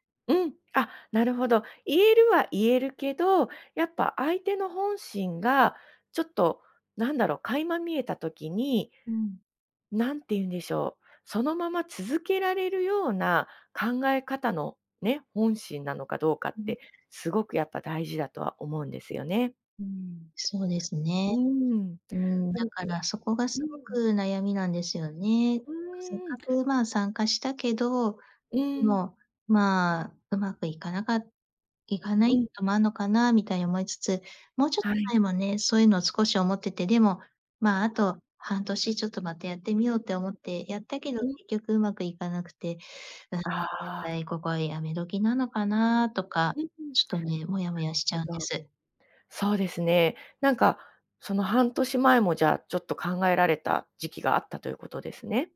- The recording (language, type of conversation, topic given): Japanese, advice, 退職すべきか続けるべきか決められず悩んでいる
- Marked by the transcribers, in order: unintelligible speech; other noise; unintelligible speech